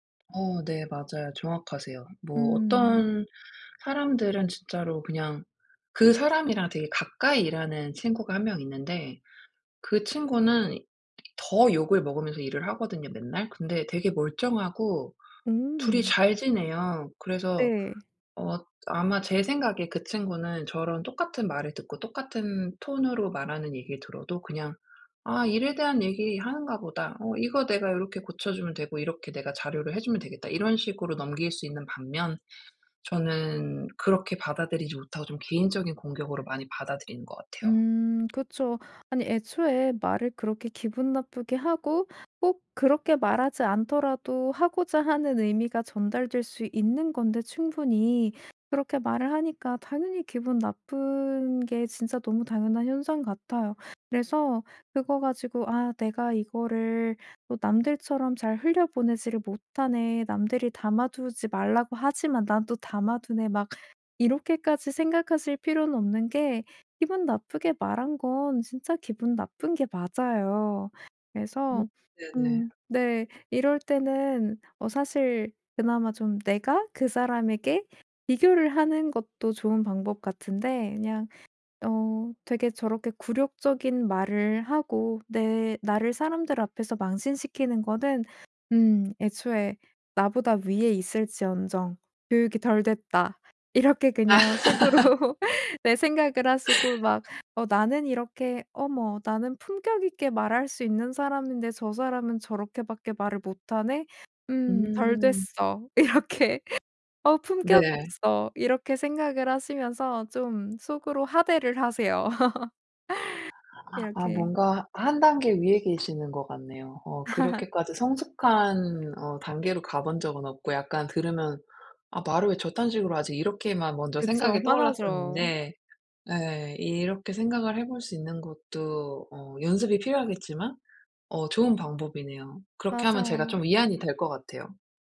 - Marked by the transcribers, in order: other background noise; tapping; laugh; laughing while speaking: "속으로"; laugh; laughing while speaking: "이렇게"; laugh; laugh
- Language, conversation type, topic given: Korean, advice, 건설적이지 않은 비판을 받을 때 어떻게 반응해야 하나요?
- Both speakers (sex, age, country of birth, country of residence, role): female, 25-29, South Korea, Malta, advisor; female, 40-44, South Korea, United States, user